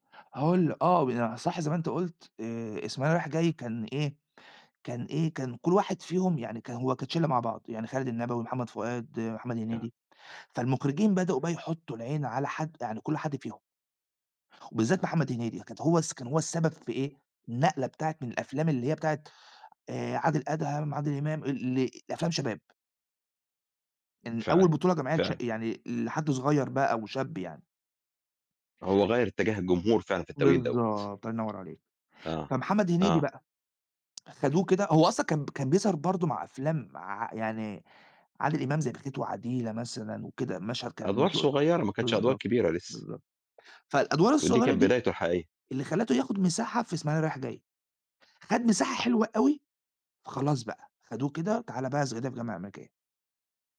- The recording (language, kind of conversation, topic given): Arabic, podcast, إيه أكتر حاجة بتفتكرها من أول فيلم أثّر فيك؟
- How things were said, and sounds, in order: other background noise